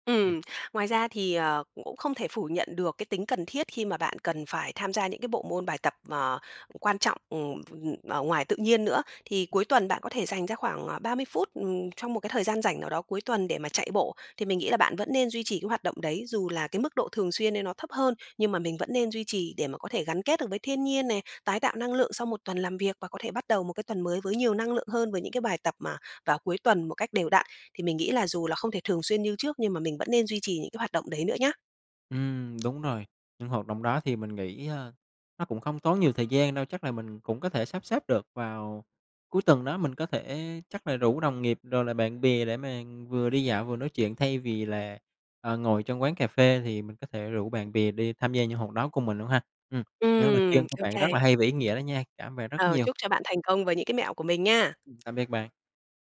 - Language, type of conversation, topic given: Vietnamese, advice, Làm thế nào để sắp xếp tập thể dục hằng tuần khi bạn quá bận rộn với công việc?
- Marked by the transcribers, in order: unintelligible speech; tapping; horn